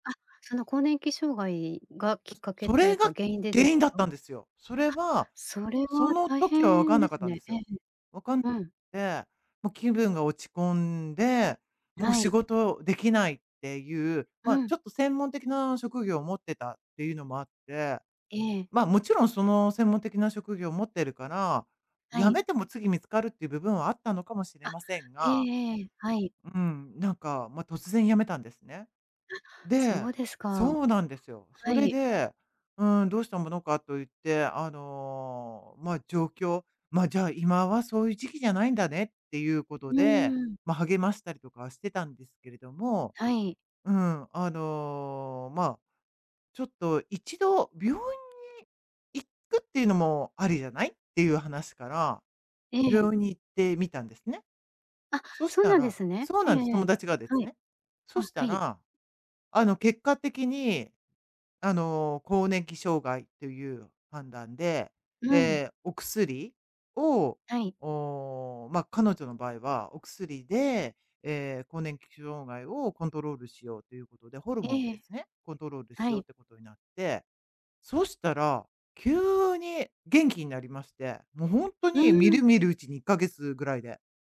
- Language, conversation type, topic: Japanese, advice, 睡眠薬やお酒に頼るのをやめたいのはなぜですか？
- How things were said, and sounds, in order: other background noise